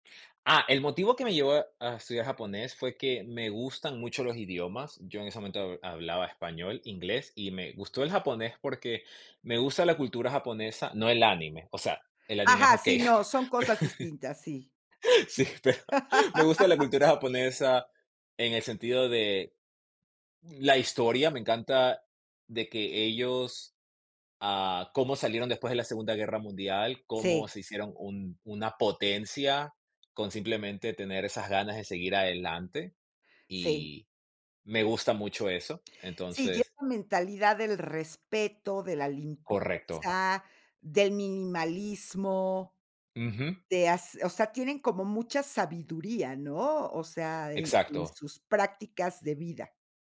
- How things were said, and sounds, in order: laugh; laughing while speaking: "sí, pero me gusta la cultura japonesa"
- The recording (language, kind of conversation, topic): Spanish, podcast, ¿Cómo elegiste entre quedarte en tu país o emigrar?